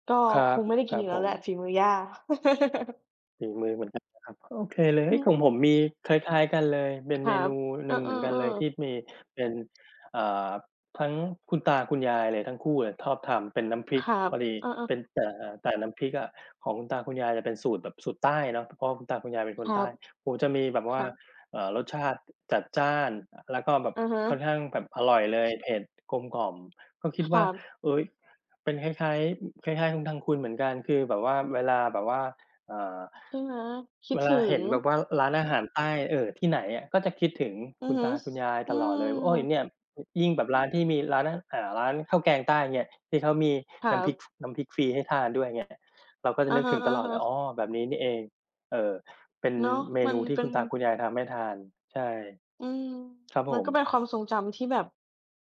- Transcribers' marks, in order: other background noise; chuckle; tapping; wind
- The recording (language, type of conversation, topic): Thai, unstructured, อาหารแบบไหนที่ทำให้คุณรู้สึกอบอุ่นใจ?